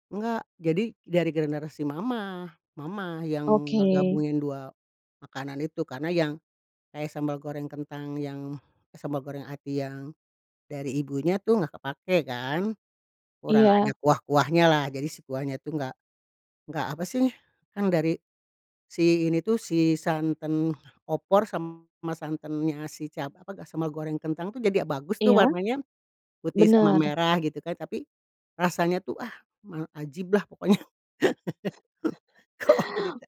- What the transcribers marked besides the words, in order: chuckle; laughing while speaking: "Oh, cerita"
- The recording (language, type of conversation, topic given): Indonesian, podcast, Ceritakan hidangan apa yang selalu ada di perayaan keluargamu?